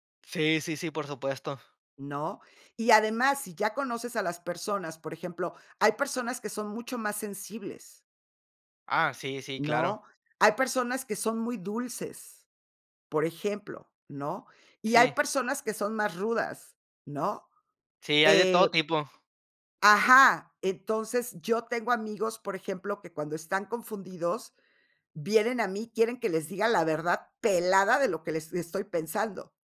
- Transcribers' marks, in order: none
- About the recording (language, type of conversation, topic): Spanish, podcast, ¿Qué haces para que alguien se sienta entendido?